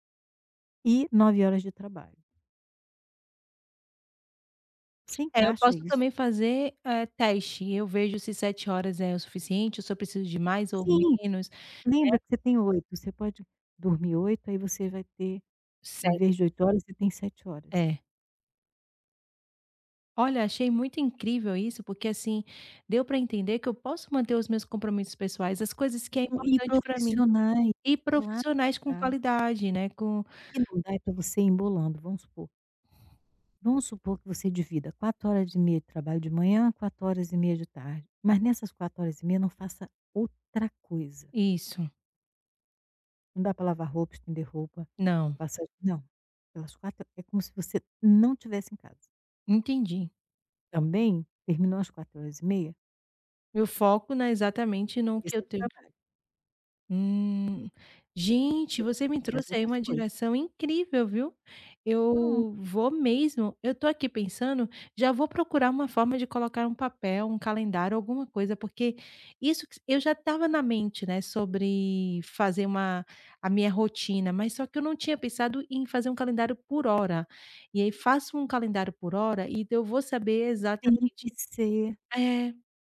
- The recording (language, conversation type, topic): Portuguese, advice, Como posso decidir entre compromissos pessoais e profissionais importantes?
- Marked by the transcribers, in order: tapping